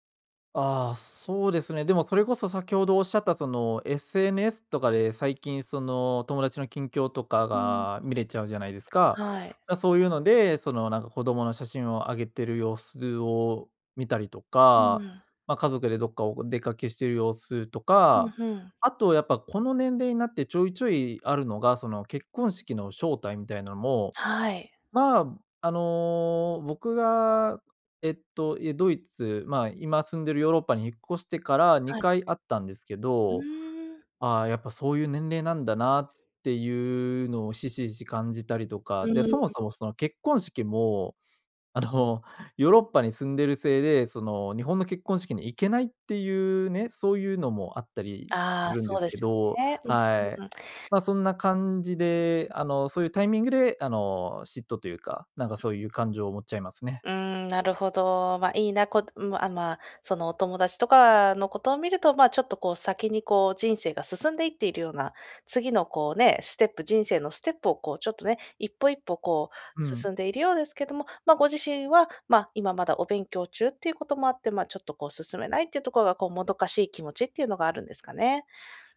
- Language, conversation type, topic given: Japanese, advice, 友人への嫉妬に悩んでいる
- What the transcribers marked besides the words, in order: "ひしひし" said as "ししひし"; other noise